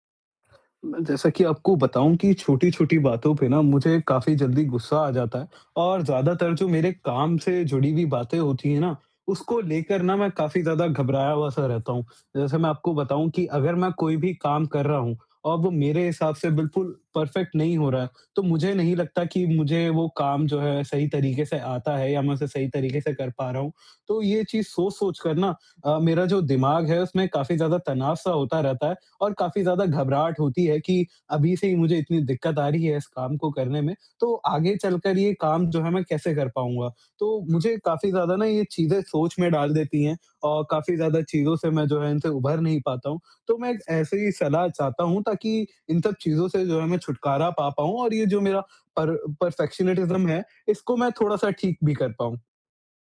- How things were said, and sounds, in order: other background noise; in English: "परफेक्ट"; tapping; in English: "पर पर्फेक्शनेटिज्म"; "पर्फेक्शनिज्म" said as "पर्फेक्शनेटिज्म"
- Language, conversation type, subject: Hindi, advice, छोटी-छोटी बातों में पूर्णता की चाह और लगातार घबराहट